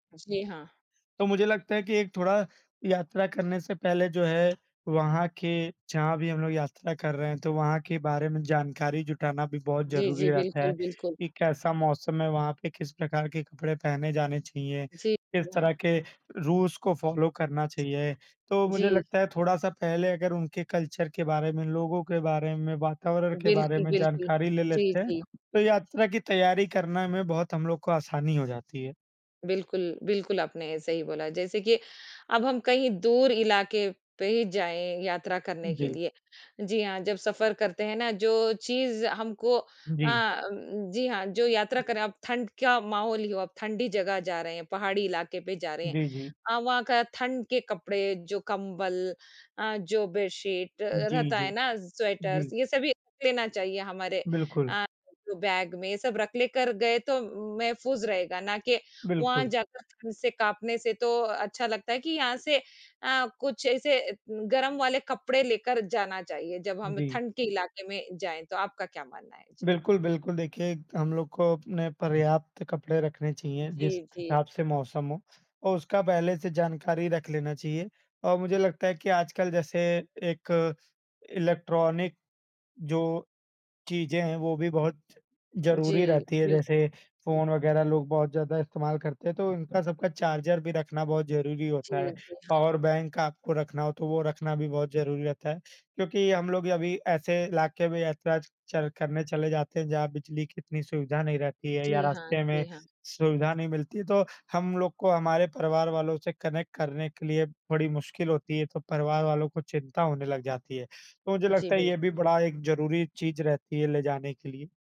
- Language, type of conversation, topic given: Hindi, unstructured, यात्रा करते समय सबसे ज़रूरी चीज़ क्या होती है?
- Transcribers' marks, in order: other background noise; in English: "रूल्स"; in English: "फॉलो"; tapping; in English: "कल्चर"; unintelligible speech; other noise; in English: "कनेक्ट"